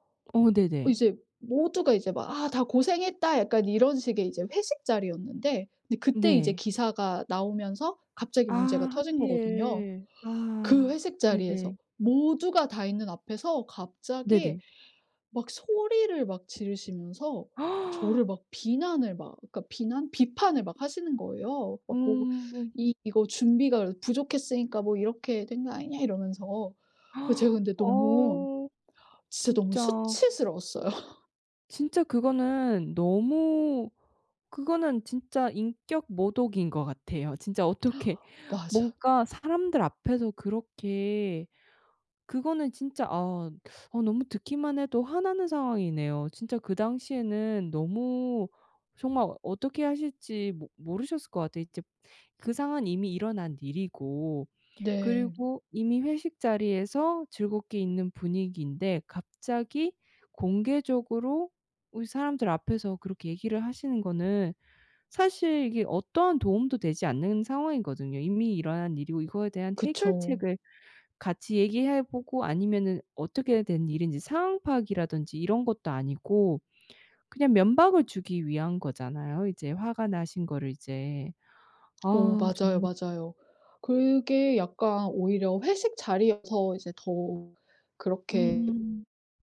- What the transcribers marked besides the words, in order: tapping; gasp; put-on voice: "이 이거 준비가 이렇게 부족했으니까 뭐 이렇게 된 거 아니냐?"; gasp; laughing while speaking: "수치스러웠어요"; other background noise
- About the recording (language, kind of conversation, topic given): Korean, advice, 직장에서 상사에게 공개적으로 비판받아 자존감이 흔들릴 때 어떻게 대처해야 하나요?